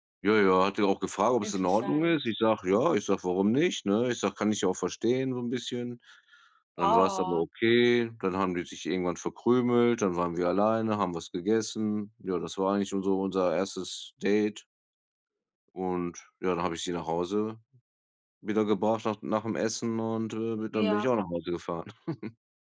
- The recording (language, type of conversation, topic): German, unstructured, Wie reagierst du, wenn dein Partner nicht ehrlich ist?
- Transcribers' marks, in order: other background noise; chuckle